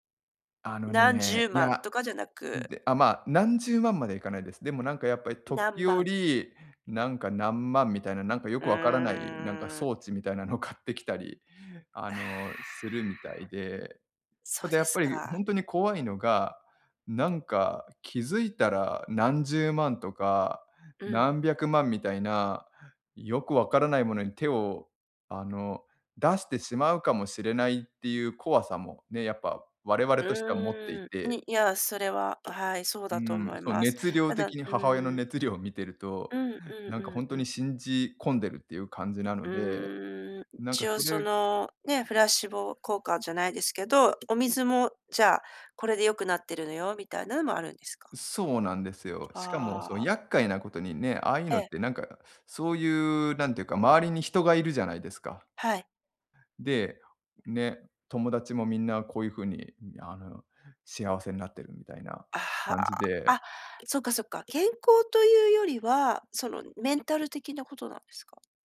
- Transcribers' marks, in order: laughing while speaking: "買ってきたり"; other background noise; "プラシーボ" said as "フラシボ"
- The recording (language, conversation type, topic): Japanese, advice, 家族の価値観と自分の考えが対立しているとき、大きな決断をどうすればよいですか？